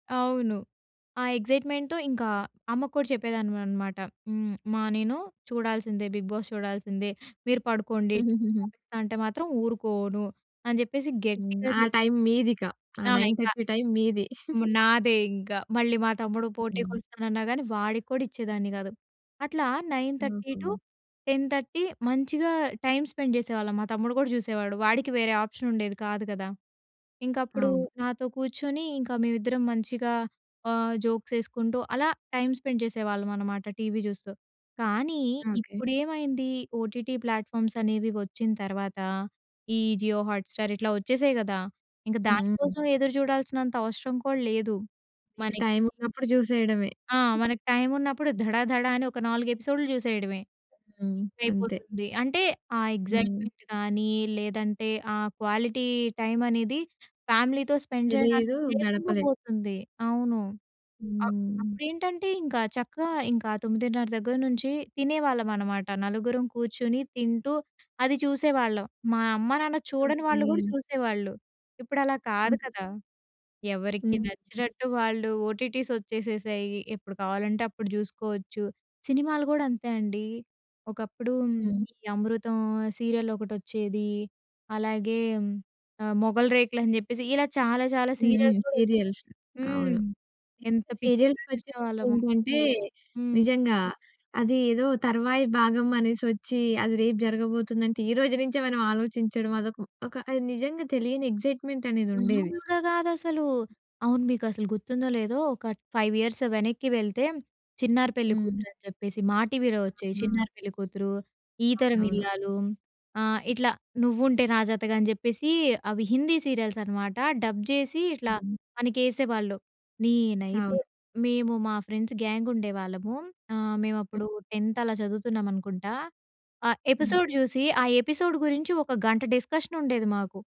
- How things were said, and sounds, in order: in English: "ఎక్సైట్‌మెంట్‌తో"; chuckle; in English: "టైం"; in English: "నైన్ థర్టీ టైం"; tapping; chuckle; in English: "నైన్ థర్టీ టు టెన్ థర్టీ"; in English: "టైం స్పెండ్"; in English: "ఆప్షన్"; in English: "జోక్స్"; in English: "టైం స్పెండ్"; in English: "ఓటీటీ ప్లాట్‍ఫామ్స్"; in English: "టైం"; giggle; in English: "టైం"; in English: "ఎపిసోడ్‌లు"; in English: "ఎక్సైట్‌మెంట్"; in English: "క్వాలిటీ టైం"; in English: "ఫ్యామిలీతో స్పెండ్"; in English: "ఓటీటీస్"; in English: "సీరియల్"; in English: "సీరియల్స్"; in English: "సీరియల్స్"; other background noise; in English: "సీరియల్స్‌కి"; in English: "ఎక్సైట్‌మెంట్"; in English: "ఫైవ్ ఇయర్స్"; in English: "సీరియల్స్"; in English: "డబ్"; in English: "ఫ్రెండ్స్ గ్యాంగ్"; in English: "టెన్త్"; in English: "ఎపిసోడ్"; in English: "ఎపిసోడ్"; in English: "డిస్కషన్"
- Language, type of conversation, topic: Telugu, podcast, స్ట్రీమింగ్ వేదికలు ప్రాచుర్యంలోకి వచ్చిన తర్వాత టెలివిజన్ రూపం ఎలా మారింది?